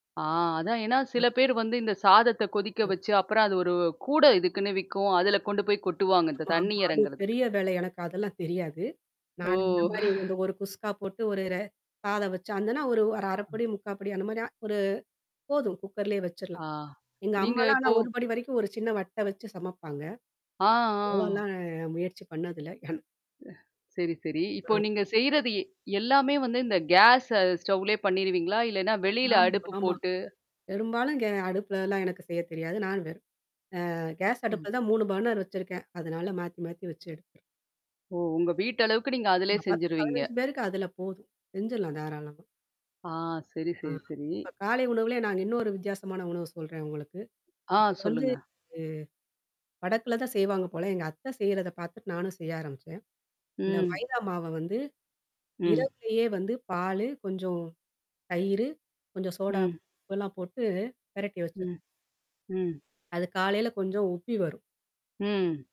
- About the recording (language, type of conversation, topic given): Tamil, podcast, உங்கள் வீட்டில் பண்டிகைக்கான உணவு மெனுவை எப்படித் திட்டமிடுவீர்கள்?
- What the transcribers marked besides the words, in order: static; other background noise; chuckle; "அதுன்னா" said as "அந்தனா"; in English: "குக்கர்லேயே"; other noise; in English: "கேஸ் ஸ்டவ்லயே"; in English: "கேஸ்"; in English: "பர்னர்"; distorted speech; "சோடா மாவு" said as "சோடாமா"; mechanical hum